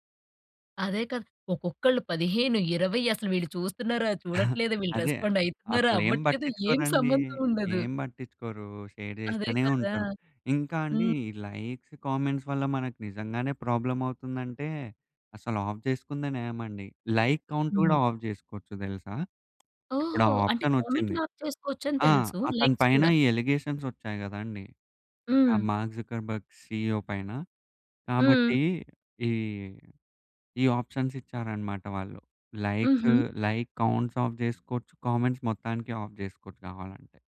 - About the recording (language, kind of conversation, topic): Telugu, podcast, లైక్‌లు, కామెంట్లు నిజమైన మద్దతు ఇవ్వగలవా?
- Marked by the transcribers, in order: chuckle; in English: "రెస్పాండ్"; in English: "షేర్"; in English: "లైక్స్, కామెంట్స్"; in English: "ప్రాబ్లమ్"; in English: "ఆఫ్"; in English: "లైక్ కౌంట్"; in English: "ఆఫ్"; other background noise; in English: "కామెంట్ లాక్"; in English: "ఆప్షన్"; in English: "లైక్స్"; in English: "అలిగేషన్స్"; in English: "సిఇఒ"; in English: "ఆప్షన్స్"; in English: "లైక్స్, లైక్ కౌంట్స్ ఆఫ్"; in English: "కామెంట్స్"; in English: "ఆఫ్"